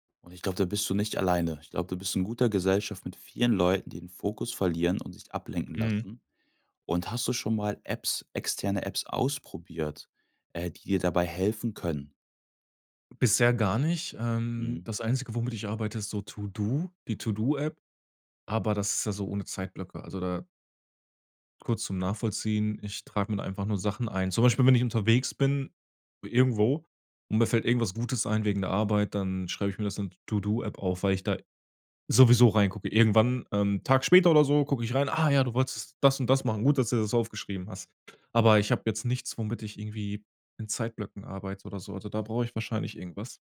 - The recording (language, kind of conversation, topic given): German, advice, Wie kann ich verhindern, dass ich durch Nachrichten und Unterbrechungen ständig den Fokus verliere?
- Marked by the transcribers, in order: other background noise